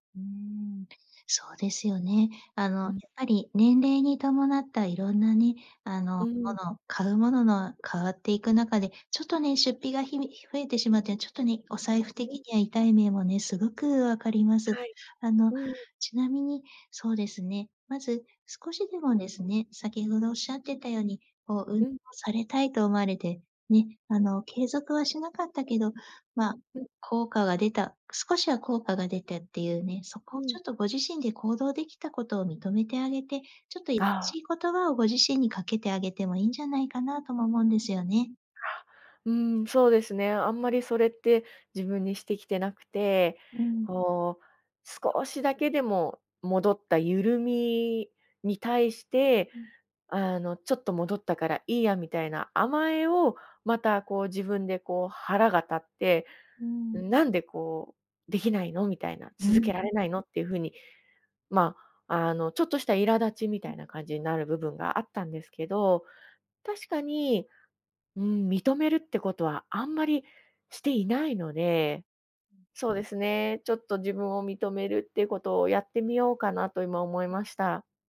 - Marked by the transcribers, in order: other background noise; tapping; angry: "なんで、こう、できないの？"; angry: "続けられないの？"
- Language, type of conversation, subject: Japanese, advice, 体型や見た目について自分を低く評価してしまうのはなぜですか？